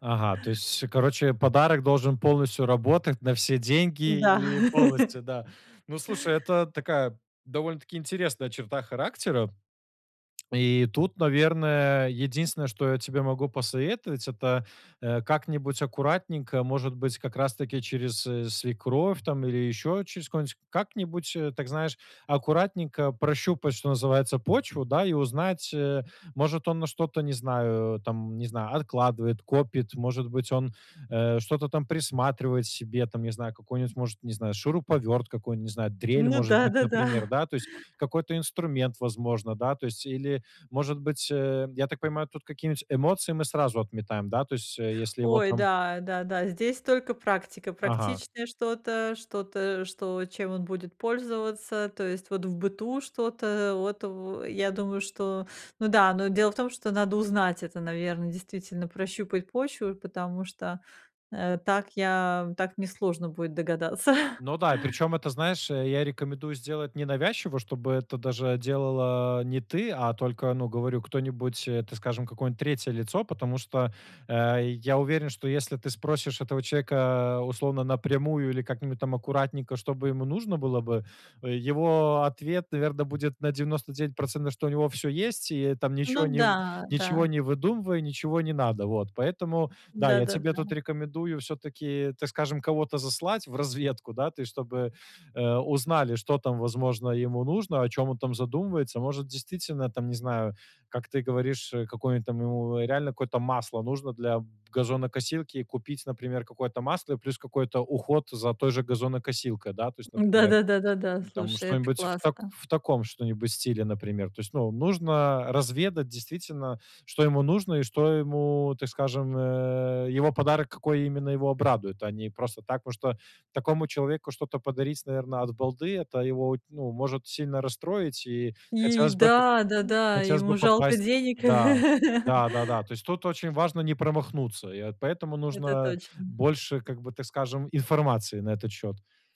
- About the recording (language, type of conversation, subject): Russian, advice, Как выбрать подходящий подарок для людей разных типов?
- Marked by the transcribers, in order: chuckle; tapping; chuckle; other background noise; chuckle; background speech; laugh